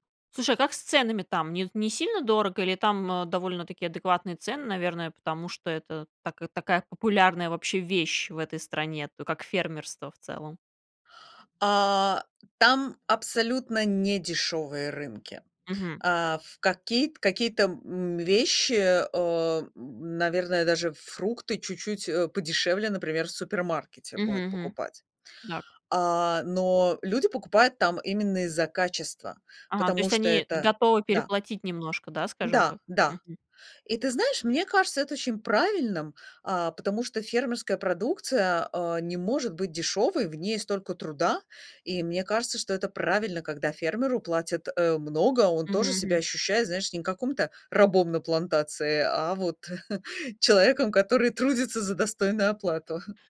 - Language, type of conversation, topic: Russian, podcast, Пользуетесь ли вы фермерскими рынками и что вы в них цените?
- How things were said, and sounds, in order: other background noise; tapping; chuckle; chuckle